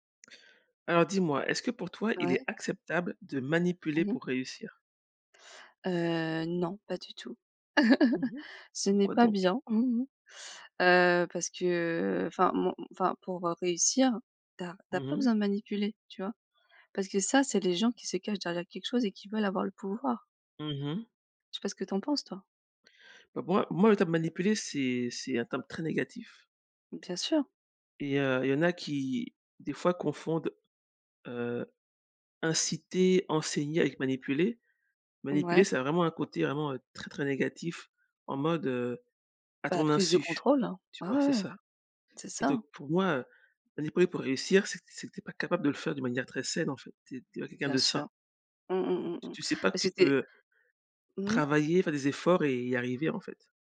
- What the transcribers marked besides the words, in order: chuckle
- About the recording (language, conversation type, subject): French, unstructured, Est-il acceptable de manipuler pour réussir ?